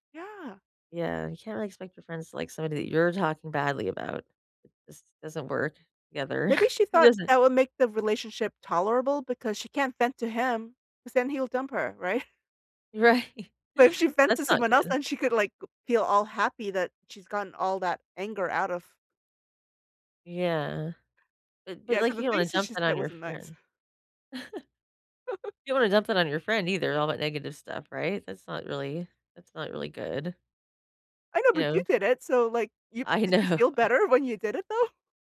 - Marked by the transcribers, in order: chuckle; laughing while speaking: "right?"; laughing while speaking: "Right"; tapping; chuckle; laughing while speaking: "I know"
- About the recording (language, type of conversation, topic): English, unstructured, How do I know when it's time to end my relationship?